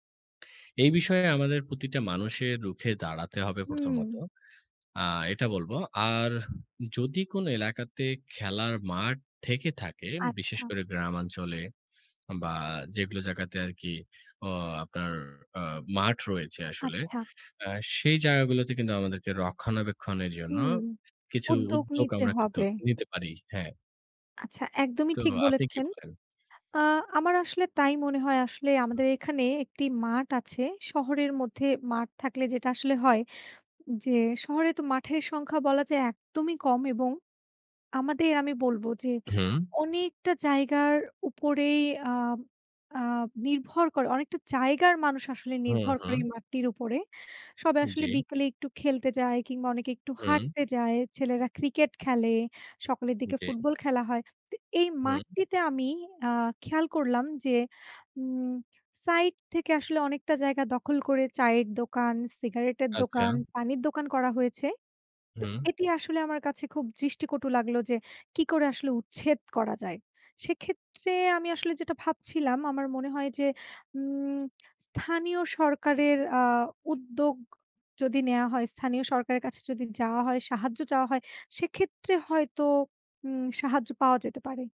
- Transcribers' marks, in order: tapping
- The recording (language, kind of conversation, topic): Bengali, unstructured, স্থানীয় খেলার মাঠগুলোর বর্তমান অবস্থা কেমন, আর সেগুলো কীভাবে উন্নত করা যায়?